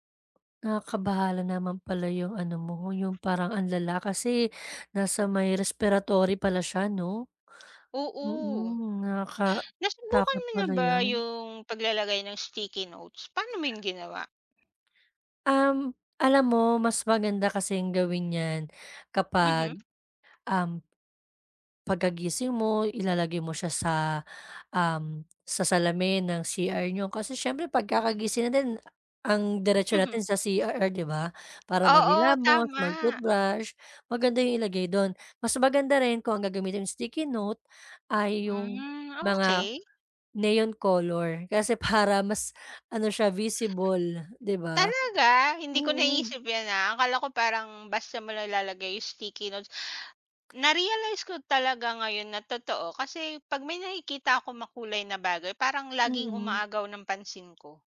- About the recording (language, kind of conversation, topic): Filipino, advice, Paano mo maiiwasan ang madalas na pagkalimot sa pag-inom ng gamot o suplemento?
- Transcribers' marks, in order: tapping; "CR" said as "CRR"